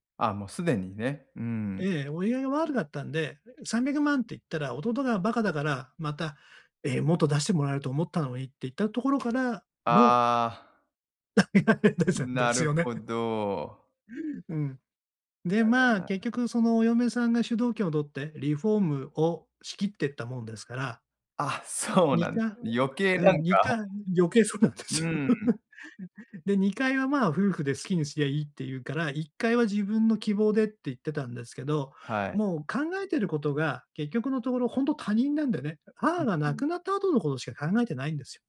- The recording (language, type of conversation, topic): Japanese, advice, 価値観が違う相手とは、どう話し合えばいいですか？
- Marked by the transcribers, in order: unintelligible speech; laughing while speaking: "です ですよね"; other background noise; laughing while speaking: "そうなんですよ"; laugh